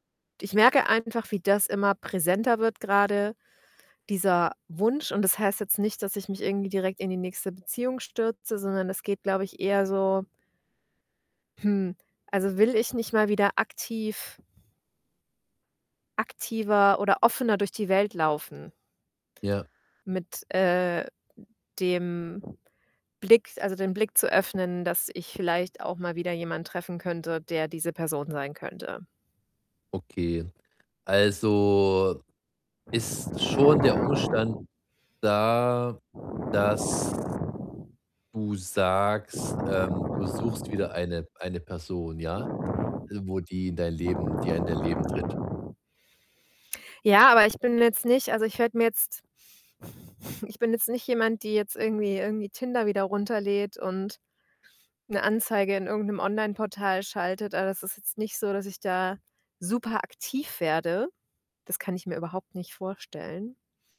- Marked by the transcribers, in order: other background noise; drawn out: "Also"; chuckle
- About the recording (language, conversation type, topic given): German, advice, Wie kann ich nach einem Verlust wieder Vertrauen zu anderen aufbauen?